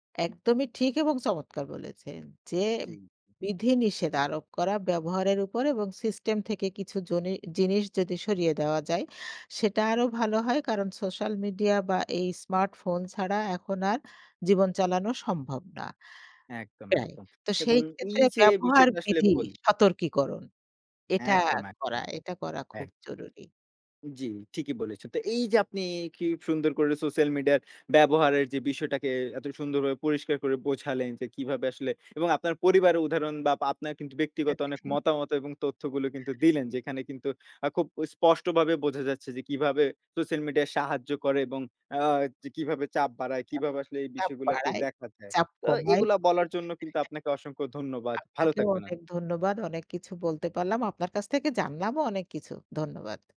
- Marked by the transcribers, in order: unintelligible speech
- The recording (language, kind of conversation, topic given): Bengali, podcast, সামাজিক মাধ্যম কি জীবনে ইতিবাচক পরিবর্তন আনতে সাহায্য করে, নাকি চাপ বাড়ায়?